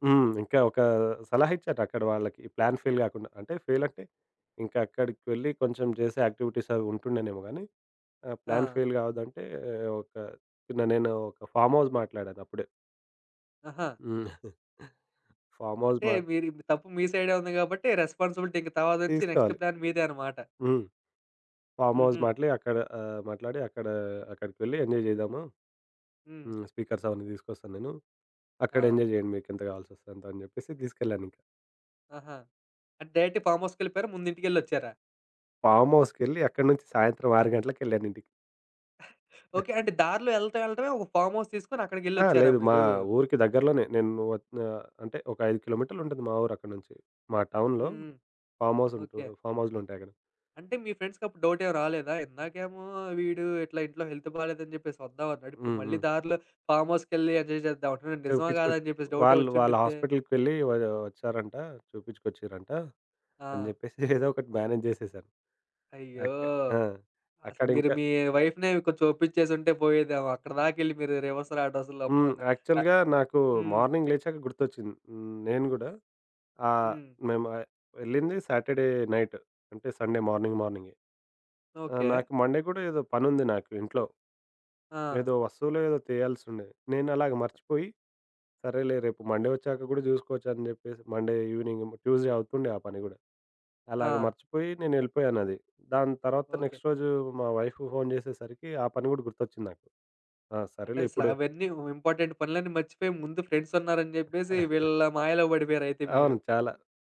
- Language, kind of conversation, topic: Telugu, podcast, మీ ప్రణాళిక విఫలమైన తర్వాత మీరు కొత్త మార్గాన్ని ఎలా ఎంచుకున్నారు?
- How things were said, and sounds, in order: in English: "ప్లాన్ ఫెయిల్"; in English: "ఫెయిల్"; in English: "యాక్టివిటీస్"; in English: "ప్లాన్ ఫెయిల్"; in English: "ఫార్మ్ హౌస్"; giggle; in English: "ఫార్మ్‌హౌస్"; in English: "రెస్‌పాన్సిబిలిటీ"; in English: "నెక్స్ట్ ప్లాన్"; in English: "ఫార్మ్‌హౌస్"; in English: "ఎంజాయ్"; in English: "స్పీకర్స్"; in English: "డైరెక్ట్"; in English: "ఫార్మ్‌హౌస్‌కెళ్లి"; giggle; in English: "ఫార్మ్‌హౌస్"; in English: "టౌన్‌లో ఫార్మ్‌హౌస్"; other background noise; in English: "ఫ్రెండ్స్‌కప్పుడు"; in English: "హెల్త్"; in English: "ఫార్మ్‌హౌస్‌కెళ్లి ఎంజాయ్"; in English: "హాస్పిటల్‌కి"; laughing while speaking: "ఏదో ఒకటి"; in English: "మేనేజ్"; in English: "వైఫ్‌నే"; in English: "యాక్చువల్‌గా"; in English: "మార్నింగ్"; in English: "సాటర్ డే నైట్"; in English: "సండే మార్నింగ్"; in English: "మండే"; tapping; in English: "మండే ఈవెనింగ్, ట్యూస్‌డే"; in English: "నెక్స్ట్"; in English: "వైఫ్‌కి"; in English: "ఇంపార్టెంట్"; giggle